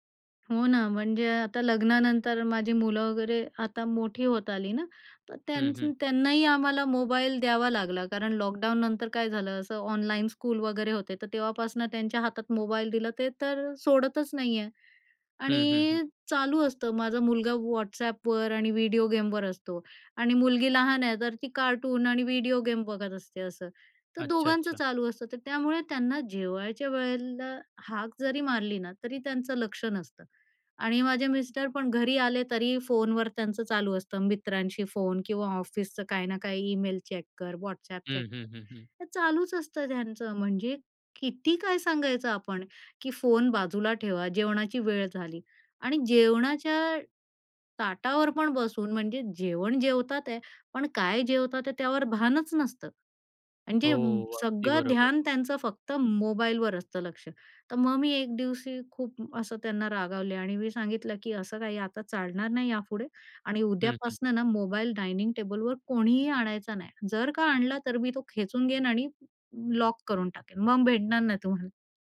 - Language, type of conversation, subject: Marathi, podcast, एकत्र जेवण हे परंपरेच्या दृष्टीने तुमच्या घरी कसं असतं?
- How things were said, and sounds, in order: in English: "स्कूल"; in English: "चेक"; in English: "चेक"; in English: "डायनिंग"